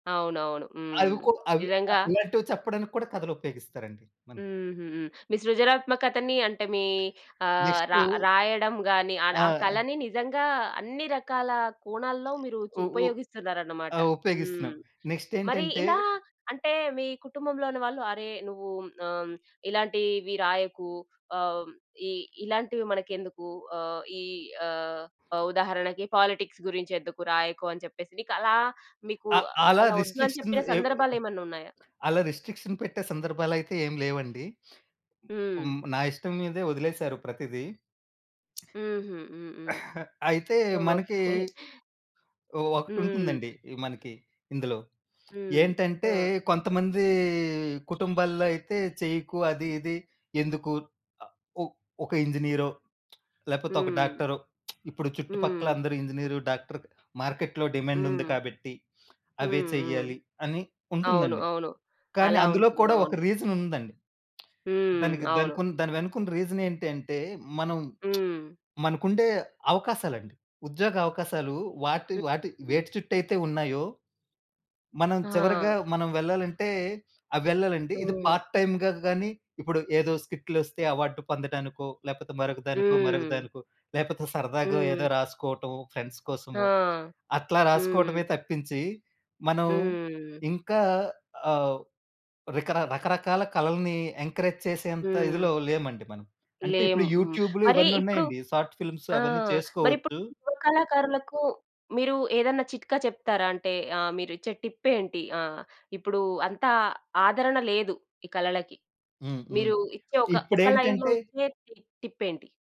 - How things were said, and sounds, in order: other background noise; other noise; in English: "పాలిటిక్స్"; tapping; in English: "రిస్ట్రిక్షన్స్"; in English: "రిస్ట్రిక్షన్"; chuckle; horn; lip smack; lip smack; in English: "పార్ట్ టైమ్‌గా"; in English: "స్కిట్‌లొస్తే"; in English: "ఫ్రెండ్స్"; in English: "ఎంకరేజ్"; in English: "ఫిలిమ్స్"; in English: "లైన్‌లో"
- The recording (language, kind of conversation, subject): Telugu, podcast, నీ సృజనాత్మక గుర్తింపును తీర్చిదిద్దడంలో కుటుంబం పాత్ర ఏమిటి?